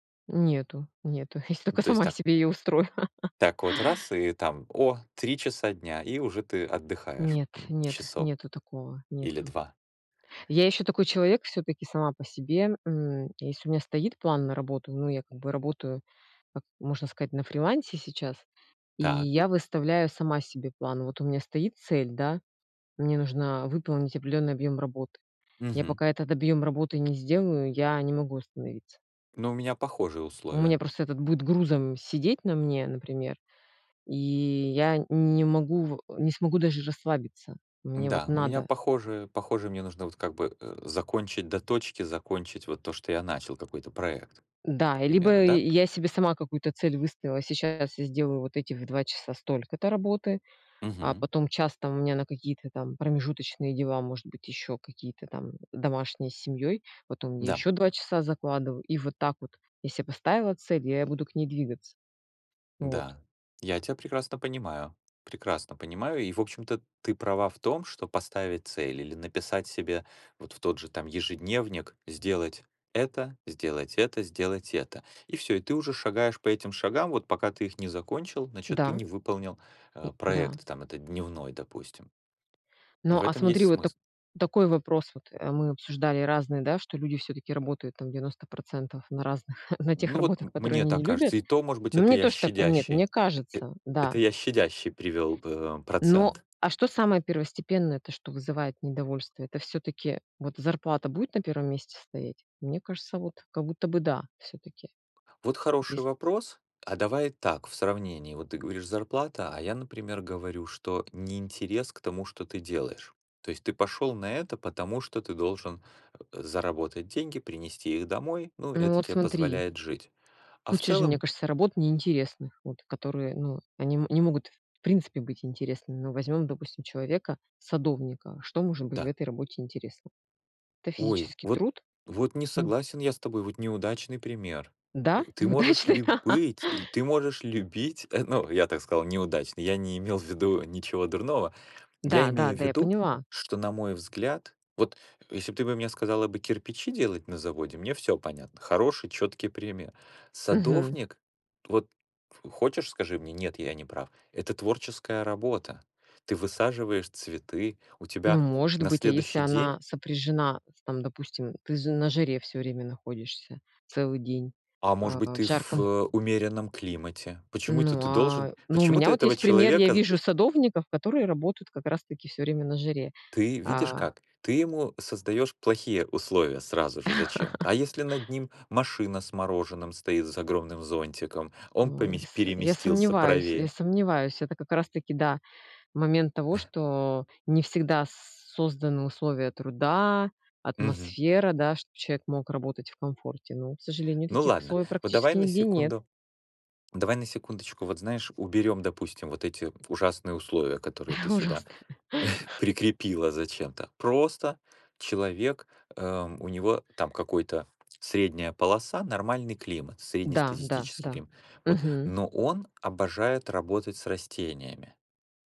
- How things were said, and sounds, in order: laughing while speaking: "если только сама себе ее устрою"; tapping; other background noise; other noise; chuckle; chuckle; chuckle; laughing while speaking: "Ужасно"; chuckle
- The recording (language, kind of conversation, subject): Russian, unstructured, Почему многие люди недовольны своей работой?